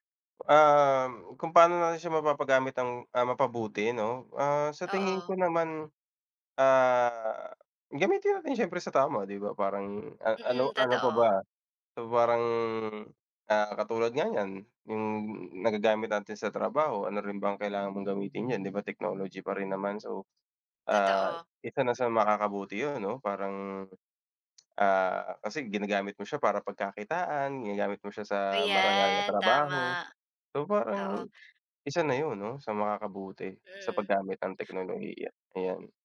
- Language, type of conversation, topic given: Filipino, unstructured, Ano ang mga benepisyo ng teknolohiya sa iyong buhay?
- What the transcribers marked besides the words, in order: other street noise; other noise